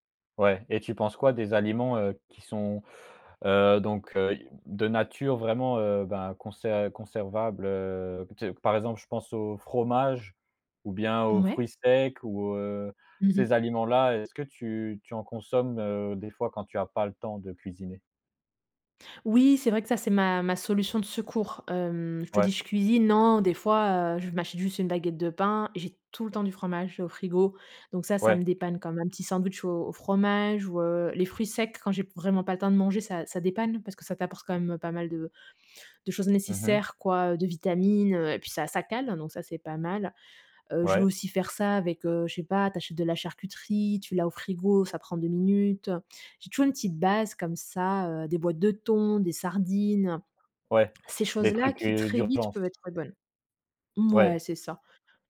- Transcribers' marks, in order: stressed: "non"; tapping
- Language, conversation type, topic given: French, podcast, Comment t’organises-tu pour cuisiner quand tu as peu de temps ?